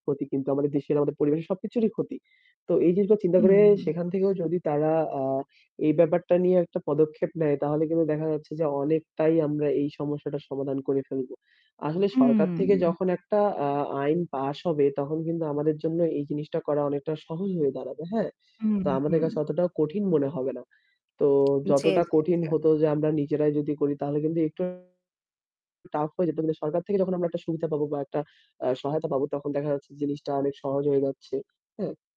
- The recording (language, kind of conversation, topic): Bengali, unstructured, আপনি কি মনে করেন জলদূষণ কমাতে কঠোর আইন প্রয়োজন?
- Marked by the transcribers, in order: static; other background noise; tapping; distorted speech